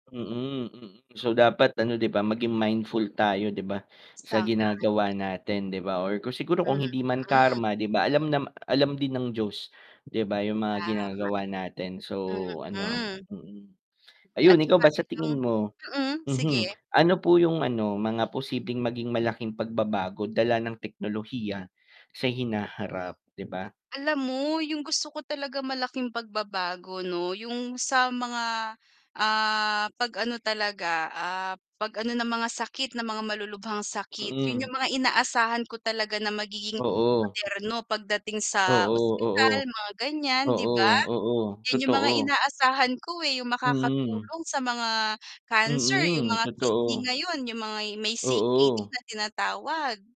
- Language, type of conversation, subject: Filipino, unstructured, Ano ang pinaka-kamangha-manghang imbensyong pangteknolohiya para sa’yo?
- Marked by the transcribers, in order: static; distorted speech; mechanical hum